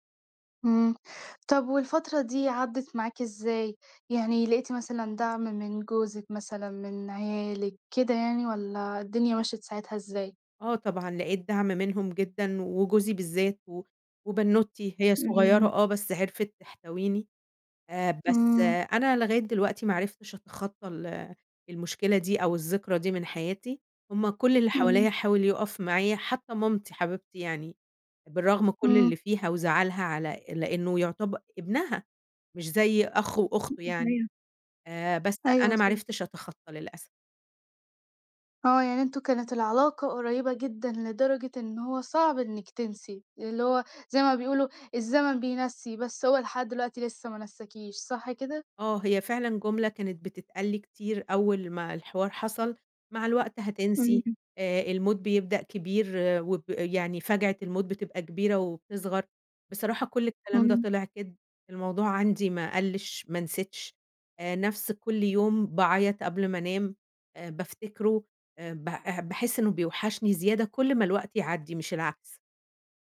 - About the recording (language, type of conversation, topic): Arabic, podcast, ممكن تحكي لنا عن ذكرى عائلية عمرك ما هتنساها؟
- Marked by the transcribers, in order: tapping; unintelligible speech